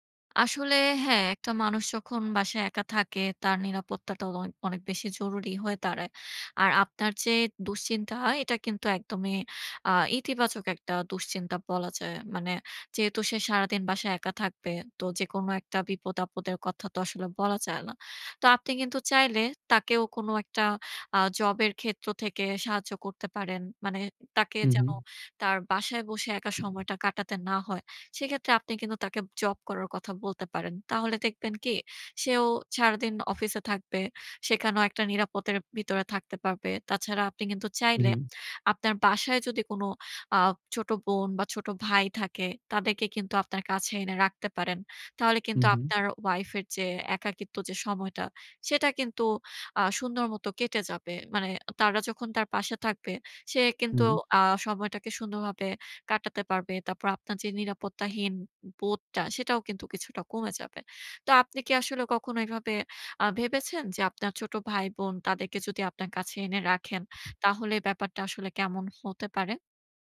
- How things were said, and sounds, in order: tapping; other background noise; lip smack
- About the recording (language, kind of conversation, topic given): Bengali, advice, একই বাড়িতে থাকতে থাকতেই আলাদা হওয়ার সময় আপনি কী ধরনের আবেগীয় চাপ অনুভব করছেন?